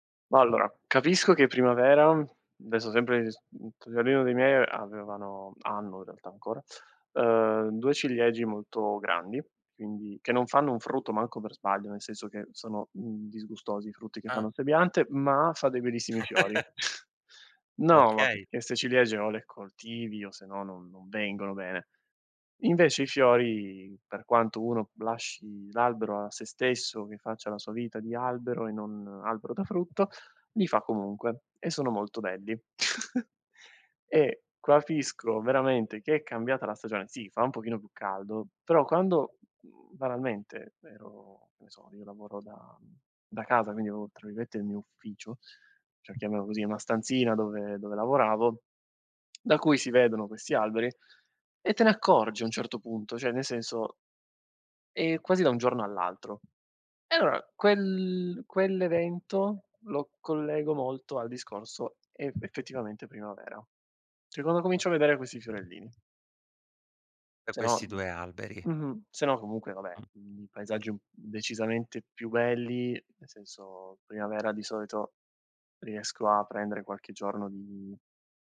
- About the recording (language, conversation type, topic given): Italian, podcast, Come fa la primavera a trasformare i paesaggi e le piante?
- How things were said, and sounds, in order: "adesso" said as "desso"; laugh; chuckle; tapping; chuckle; "capisco" said as "cuapisco"; tongue click; "Cioè" said as "ceh"; "E allora" said as "ealr"; other noise